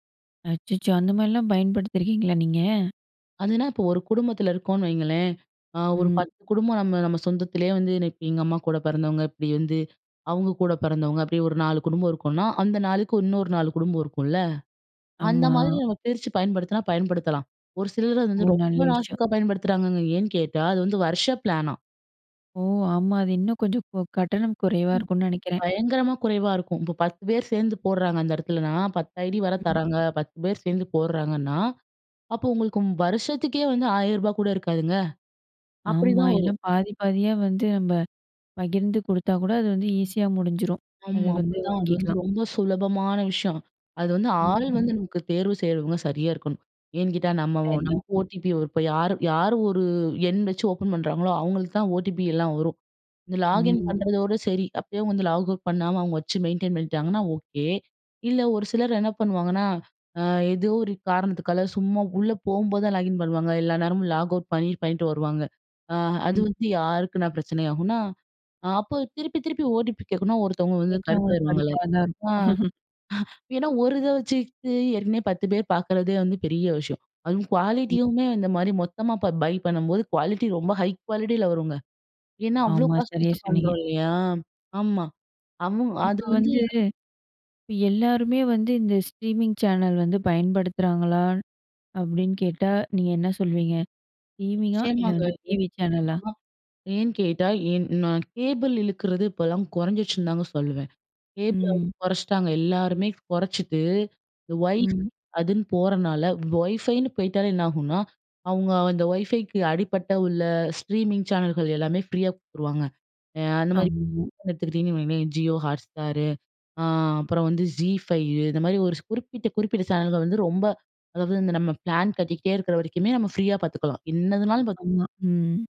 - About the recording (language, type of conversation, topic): Tamil, podcast, ஸ்ட்ரீமிங் சேவைகள் தொலைக்காட்சியை எப்படி மாற்றியுள்ளன?
- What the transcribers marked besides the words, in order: other noise; in English: "பிளானாம்"; unintelligible speech; in English: "லாகின்"; in English: "லாக் அவுட்"; in English: "மெயின்டெயின்"; "காரணத்துக்னால" said as "காரணத்துக்கால"; in English: "லாகின்"; in English: "லாக் அவுட்"; chuckle; in English: "குவாலிட்டியுமே"; in English: "பை"; in English: "குவாலிட்டியுமே"; in English: "ஹை குவாலிட்டியில"; in English: "ஸ்ட்ரீமிங்"; in English: "ஸ்ட்ரீமிங்கா?"; in English: "ஸ்ட்ரீமிங்"; unintelligible speech; in English: "பிளான்"